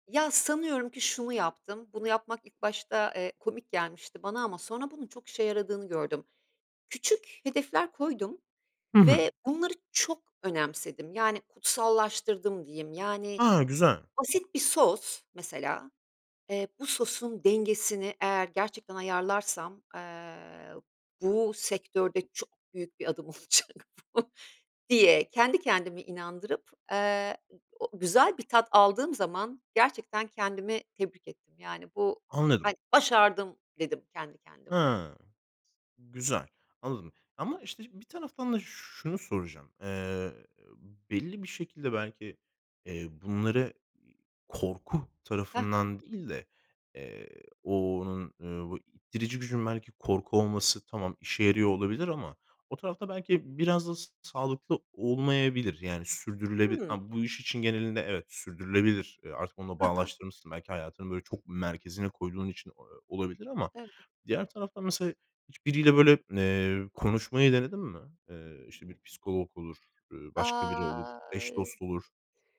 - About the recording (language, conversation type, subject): Turkish, podcast, Korkularınla yüzleşirken hangi adımları atarsın?
- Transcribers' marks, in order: other background noise; laughing while speaking: "olacak bu"; other noise; drawn out: "Ay"